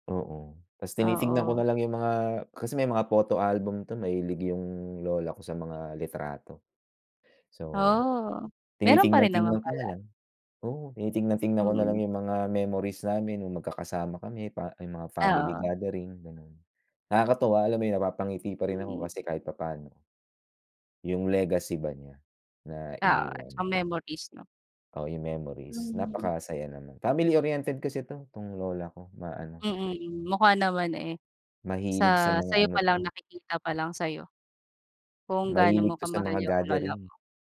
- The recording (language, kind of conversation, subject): Filipino, unstructured, Paano mo hinaharap ang pagkawala ng mahal sa buhay?
- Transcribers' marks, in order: none